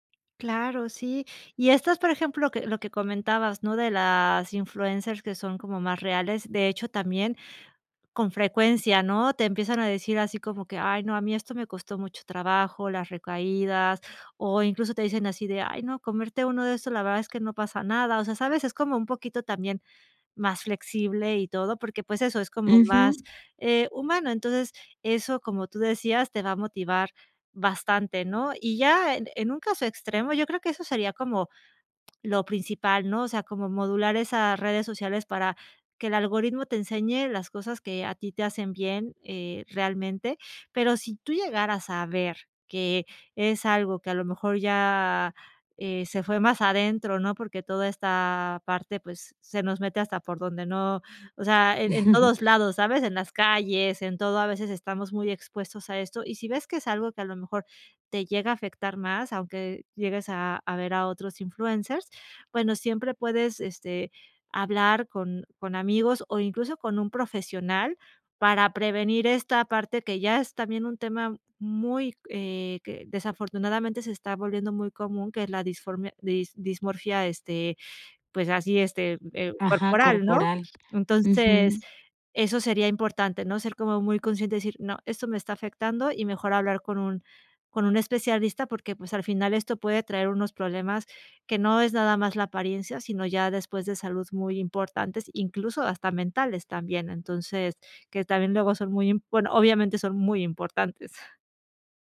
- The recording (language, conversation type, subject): Spanish, advice, ¿Qué tan preocupado(a) te sientes por tu imagen corporal cuando te comparas con otras personas en redes sociales?
- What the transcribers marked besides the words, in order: other background noise; chuckle; chuckle